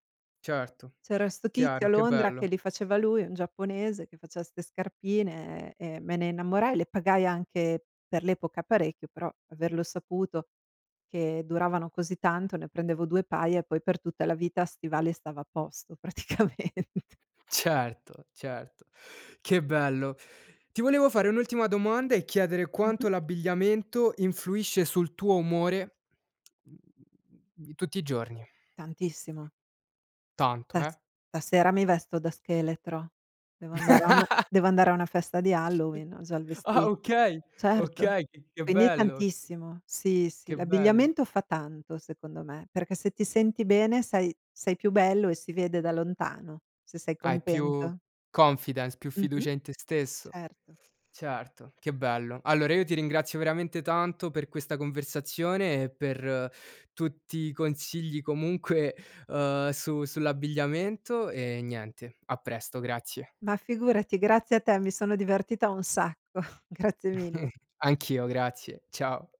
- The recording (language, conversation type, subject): Italian, podcast, Che cosa ti piace comunicare attraverso i vestiti che indossi?
- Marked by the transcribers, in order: tapping; laughing while speaking: "praticamente"; other background noise; other noise; laugh; in English: "confidence"; chuckle